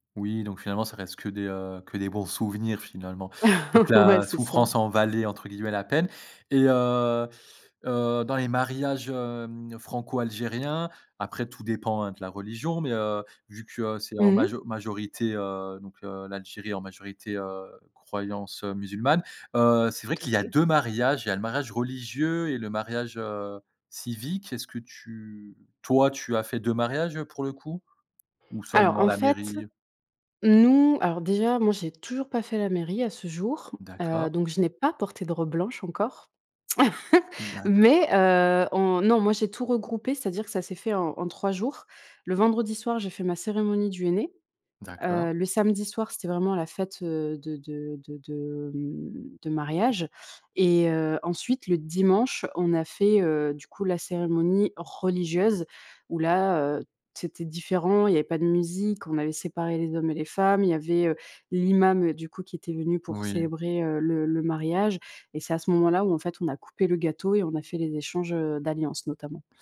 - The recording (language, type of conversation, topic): French, podcast, Comment se déroule un mariage chez vous ?
- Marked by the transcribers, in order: chuckle; stressed: "pas"; chuckle; stressed: "religieuse"